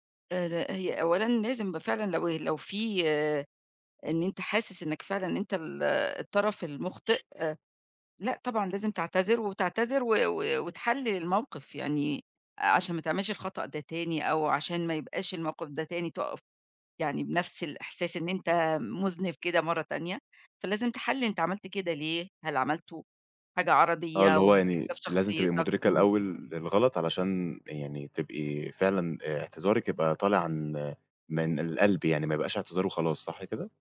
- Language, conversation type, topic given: Arabic, podcast, إيه الطرق البسيطة لإعادة بناء الثقة بعد ما يحصل خطأ؟
- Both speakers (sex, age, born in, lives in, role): female, 55-59, Egypt, Egypt, guest; male, 20-24, Egypt, Egypt, host
- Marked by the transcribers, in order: other background noise